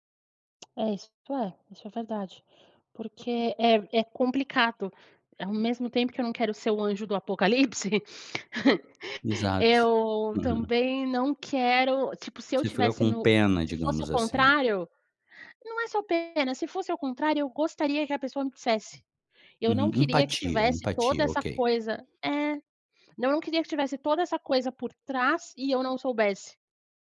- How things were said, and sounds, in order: chuckle; other background noise; tapping
- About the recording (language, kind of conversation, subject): Portuguese, advice, Como dar feedback construtivo a um colega de trabalho?